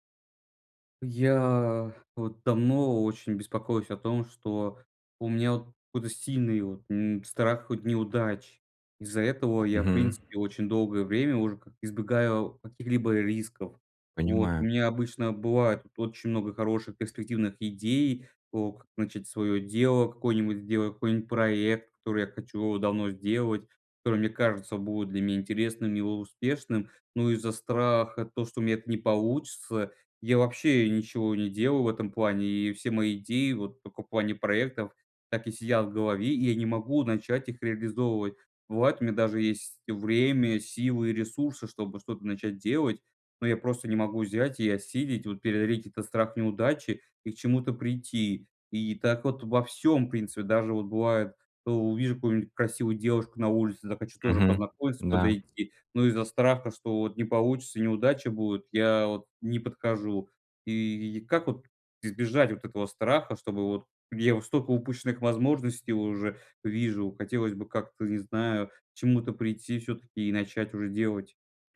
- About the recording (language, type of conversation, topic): Russian, advice, Как перестать бояться провала и начать больше рисковать?
- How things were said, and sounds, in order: tapping